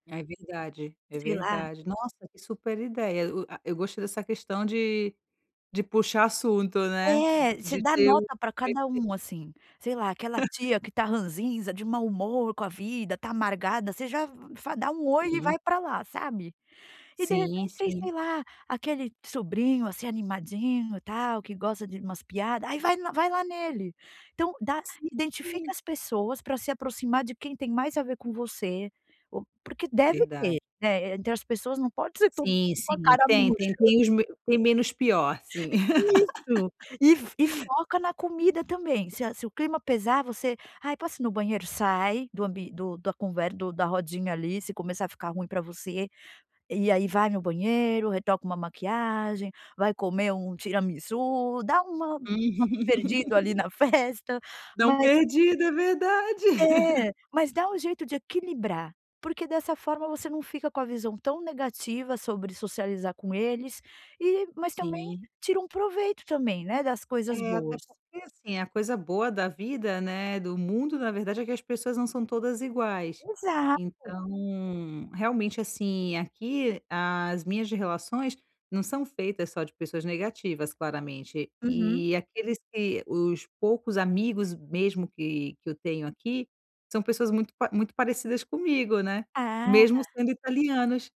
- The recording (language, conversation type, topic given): Portuguese, advice, Como posso melhorar minha habilidade de conversar e me enturmar em festas?
- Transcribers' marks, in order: unintelligible speech; laugh; laugh; laugh; chuckle; laughing while speaking: "festa"; laugh